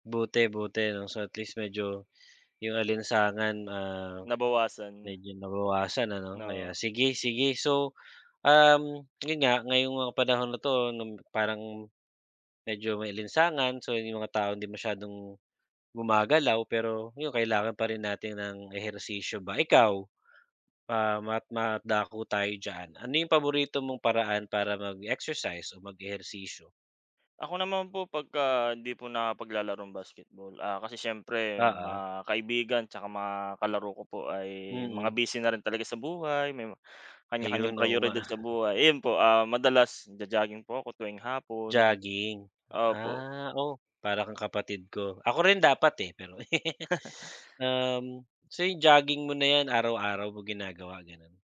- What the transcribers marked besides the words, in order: tapping; other background noise; laugh; gasp; laugh; gasp
- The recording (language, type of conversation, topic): Filipino, unstructured, Ano ang paborito mong paraan ng pag-eehersisyo?